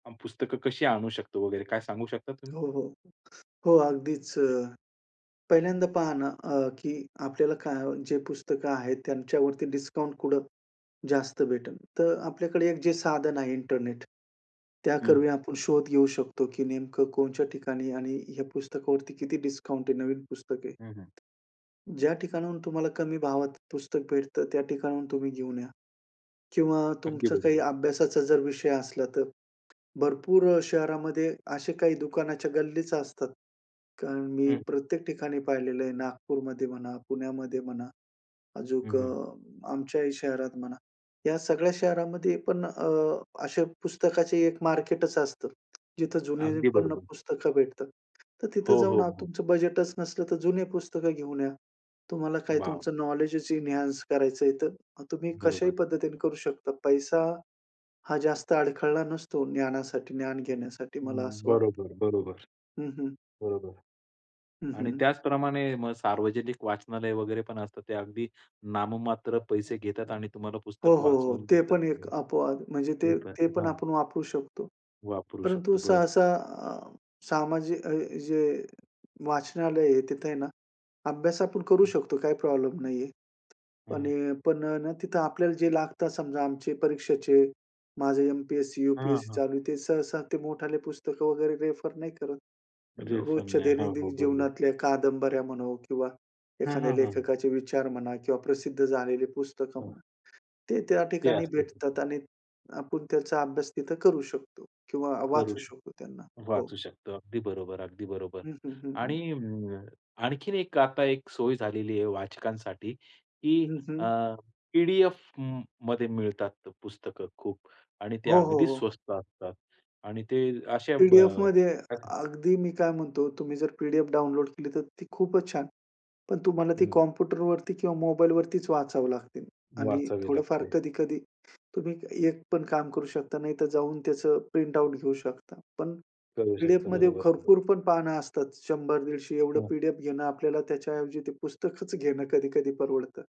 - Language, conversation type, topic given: Marathi, podcast, वाचनासाठी आरामदायी कोपरा कसा तयार कराल?
- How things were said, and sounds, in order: tapping; "कोणच्या" said as "ठिकाणी"; other background noise; "अजून" said as "अजूक"; in English: "नॉलेजच इन्हांन्स"; unintelligible speech